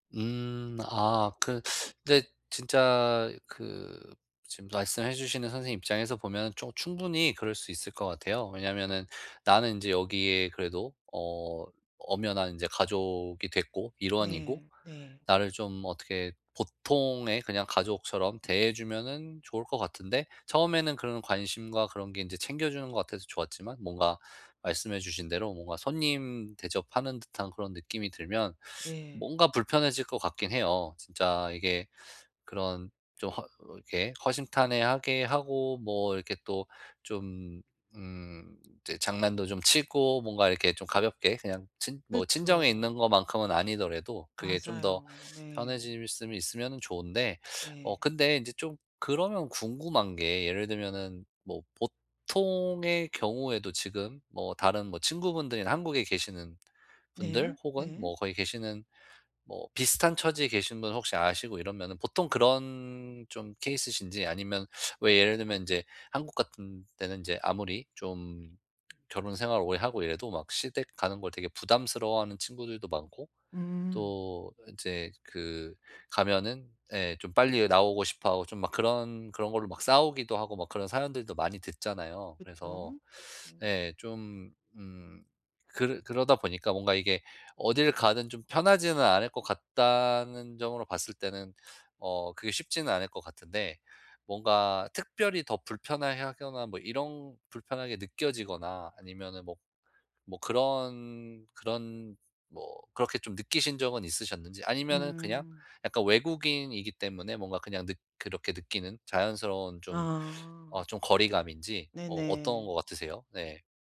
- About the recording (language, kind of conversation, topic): Korean, advice, 파티에 가면 소외감과 불안이 심해지는데 어떻게 하면 좋을까요?
- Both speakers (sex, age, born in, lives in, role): female, 50-54, South Korea, Germany, user; male, 35-39, United States, United States, advisor
- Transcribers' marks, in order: teeth sucking